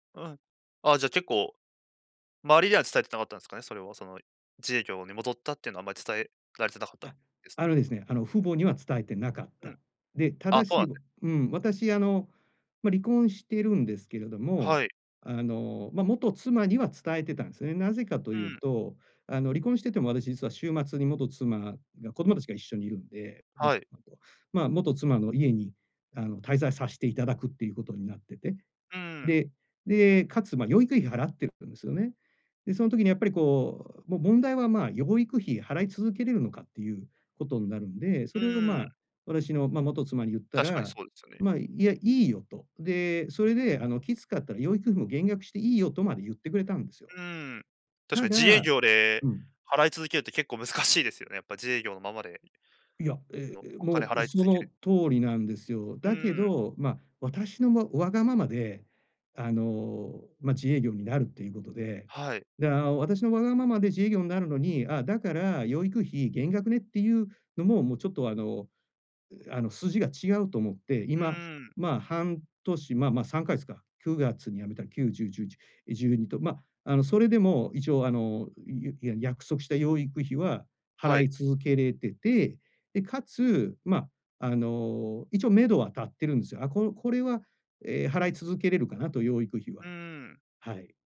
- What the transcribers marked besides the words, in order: chuckle
- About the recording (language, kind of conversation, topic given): Japanese, advice, 家族の期待と自分の目標の折り合いをどうつければいいですか？